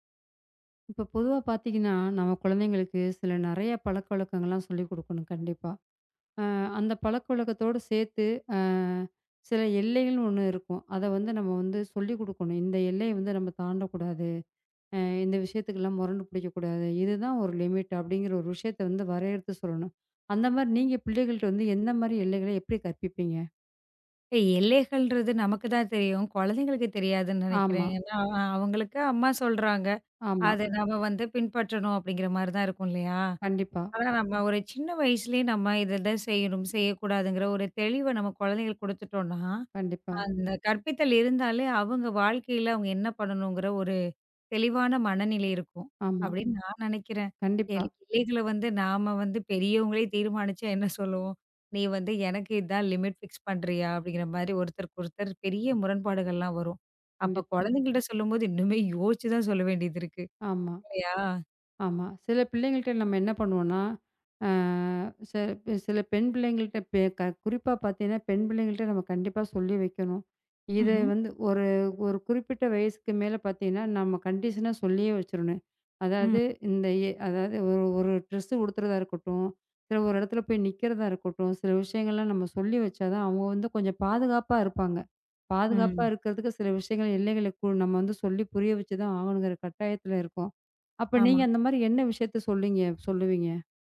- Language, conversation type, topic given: Tamil, podcast, பிள்ளைகளிடம் எல்லைகளை எளிதாகக் கற்பிப்பதற்கான வழிகள் என்னென்ன என்று நீங்கள் நினைக்கிறீர்கள்?
- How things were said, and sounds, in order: in English: "லிமிட்"; tapping; other noise; in English: "லிமிட் ஃபிக்ஸ்"; in English: "கண்டிஷனா"; in English: "ட்ரெஸ்"